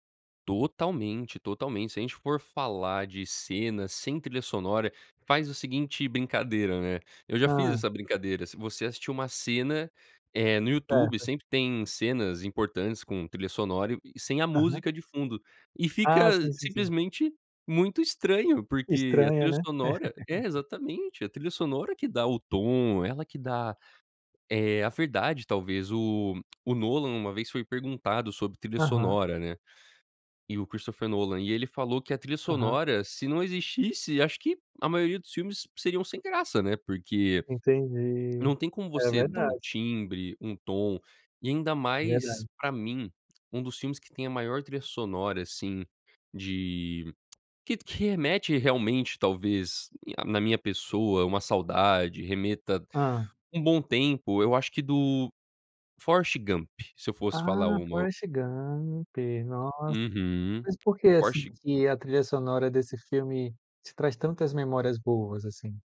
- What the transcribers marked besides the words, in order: laugh
- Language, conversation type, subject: Portuguese, podcast, Como a trilha sonora muda sua experiência de um filme?